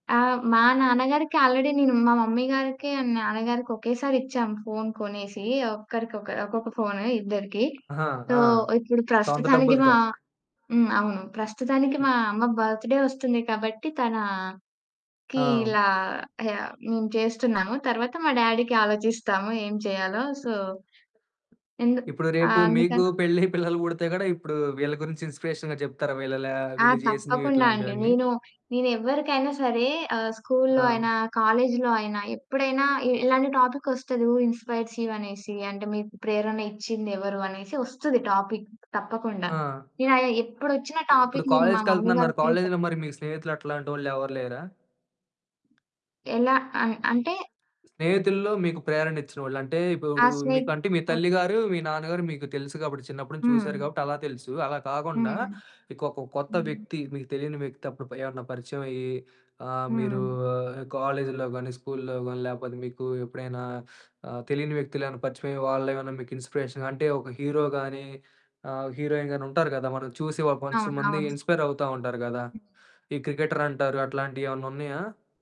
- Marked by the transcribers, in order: in English: "ఆల్రెడీ"; in English: "అండ్"; other background noise; in English: "సో"; in English: "బర్త్‌డే"; in English: "డ్యాడీ‌కి"; in English: "సో"; in English: "ఇన్‌స్పిరేషన్‌గా"; static; in English: "కాలేజ్‌లో"; in English: "హూ ఇన్‌స్పైర్స్ యూ"; in English: "టాపిక్"; distorted speech; in English: "టాపిక్"; in English: "కాలేజ్‌కెళ్తనన్నారు, కాలేజ్‌లో"; in English: "మమ్మీ"; in English: "కాలేజ్‌లో"; in English: "ఇన్‌స్పిరేషన్‌గా"; in English: "హీరో"; in English: "హీరోయిన్"; in English: "వన్స్"
- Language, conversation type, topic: Telugu, podcast, మీకు ప్రేరణనిచ్చే వ్యక్తి ఎవరు, ఎందుకు?